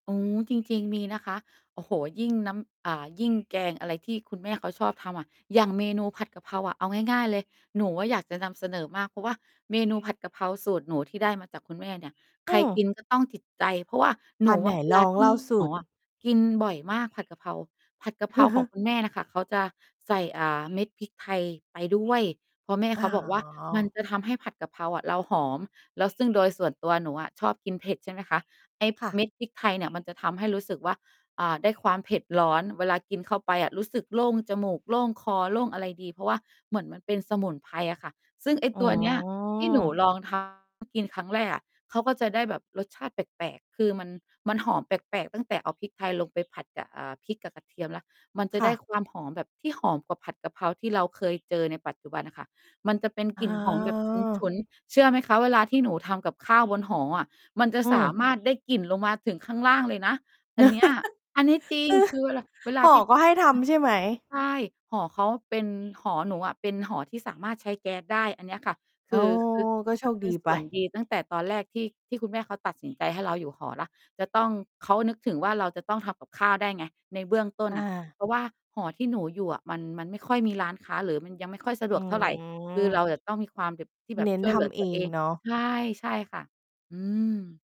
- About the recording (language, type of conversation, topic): Thai, podcast, อะไรคือสิ่งที่ทำให้คุณรู้สึกว่านี่คือบ้านของคุณ?
- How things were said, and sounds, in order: tapping; distorted speech; laugh; other background noise; laugh; unintelligible speech